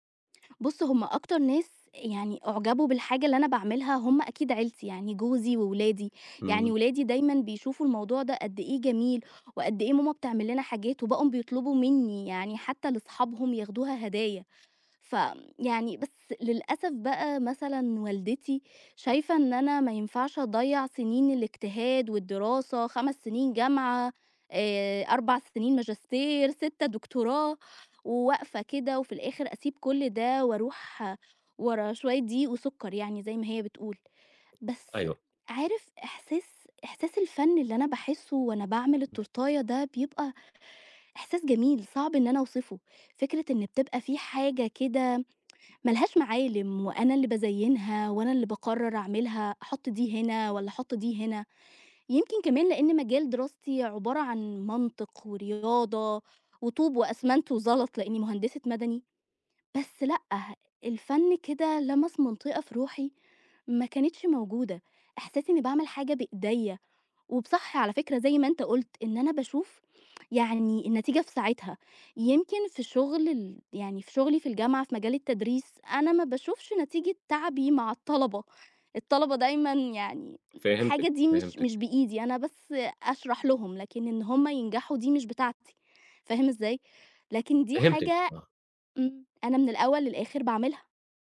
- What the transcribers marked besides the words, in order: tapping; other noise; other background noise
- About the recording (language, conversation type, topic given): Arabic, advice, إزاي أتغلب على ترددي في إني أتابع شغف غير تقليدي عشان خايف من حكم الناس؟